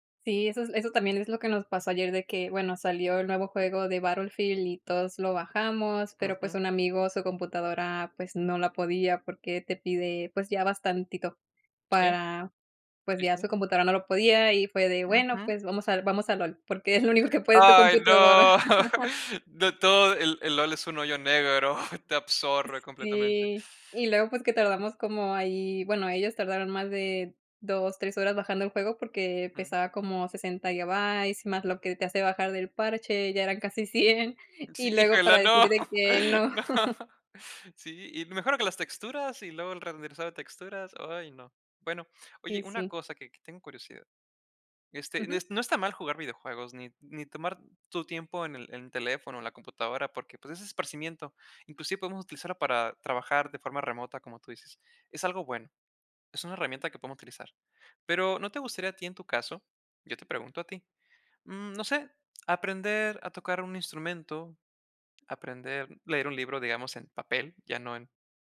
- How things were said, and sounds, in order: laughing while speaking: "es lo único que puede tu computadora"; other noise; laugh; chuckle; laughing while speaking: "Sí, híjole, no, no"; laugh
- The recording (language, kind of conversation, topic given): Spanish, podcast, ¿Cómo usas el celular en tu día a día?